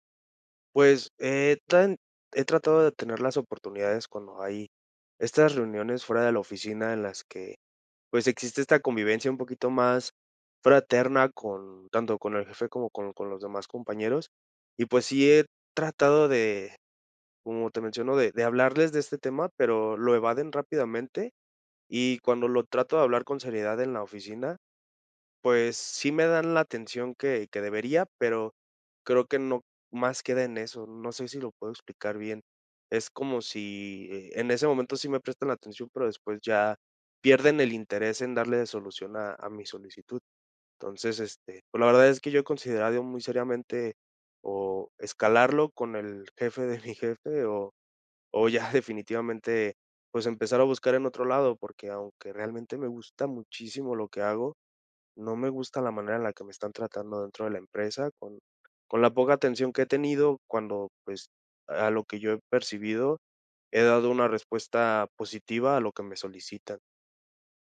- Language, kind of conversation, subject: Spanish, advice, ¿Cómo puedo pedir con confianza un aumento o reconocimiento laboral?
- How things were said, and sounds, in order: other background noise; "considerado" said as "consideradio"; laughing while speaking: "mi"; laughing while speaking: "ya"